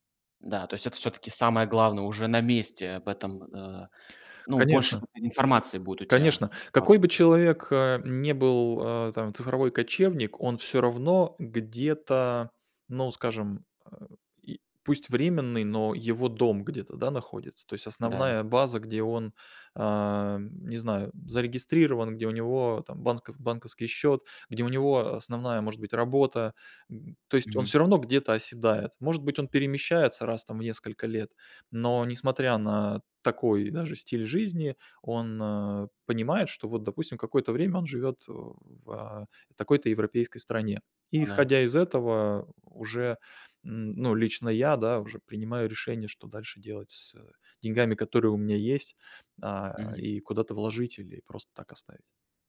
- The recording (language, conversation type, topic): Russian, podcast, Как минимизировать финансовые риски при переходе?
- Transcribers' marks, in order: none